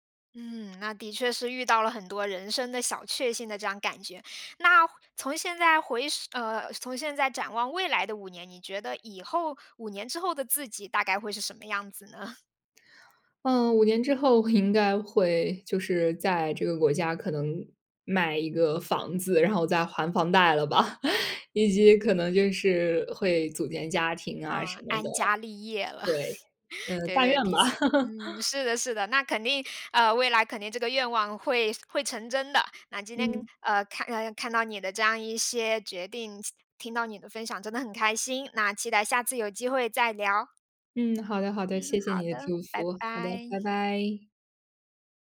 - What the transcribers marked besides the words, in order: other background noise; chuckle; laughing while speaking: "我"; laughing while speaking: "吧"; chuckle; chuckle; chuckle
- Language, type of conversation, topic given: Chinese, podcast, 做决定前你会想五年后的自己吗？